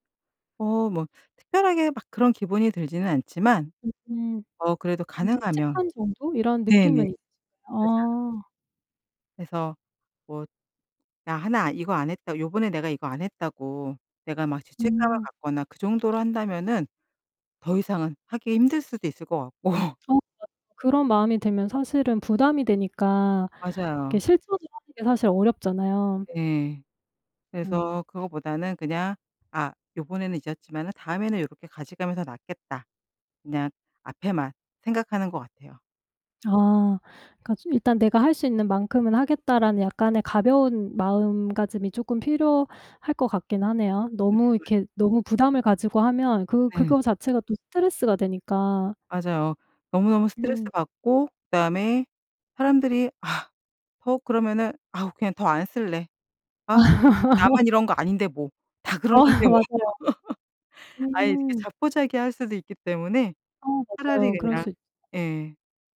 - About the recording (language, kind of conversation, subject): Korean, podcast, 플라스틱 사용을 현실적으로 줄일 수 있는 방법은 무엇인가요?
- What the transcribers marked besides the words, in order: laughing while speaking: "같고"; unintelligible speech; tapping; "가져가면" said as "가지가면"; unintelligible speech; laugh; laughing while speaking: "어"; laugh